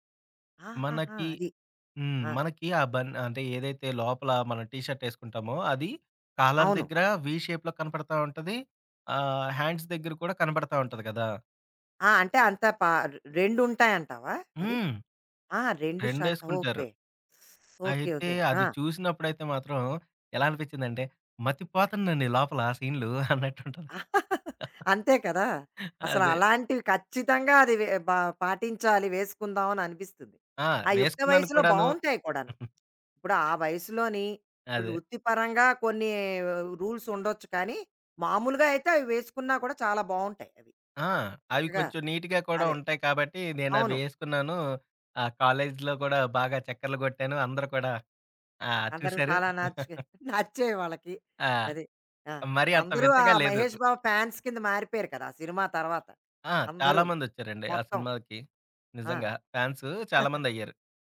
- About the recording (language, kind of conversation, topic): Telugu, podcast, ఏ సినిమా పాత్ర మీ స్టైల్‌ను మార్చింది?
- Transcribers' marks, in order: in English: "టీ షర్ట్"; in English: "వి షేప్‌లో"; in English: "హ్యాండ్స్"; other background noise; chuckle; giggle; tapping; giggle; in English: "రూల్స్"; in English: "నీట్‌గా"; giggle; laughing while speaking: "నచ్చాయి వాళ్ళకి"; in English: "ఫ్యాన్స్"; in English: "ఫ్యాన్స్"; giggle